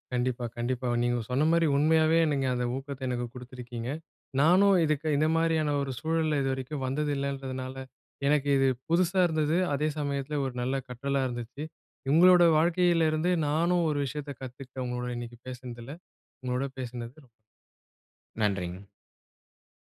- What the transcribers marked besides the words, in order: none
- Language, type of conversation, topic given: Tamil, podcast, மறுபடியும் கற்றுக்கொள்ளத் தொடங்க உங்களுக்கு ஊக்கம் எப்படி கிடைத்தது?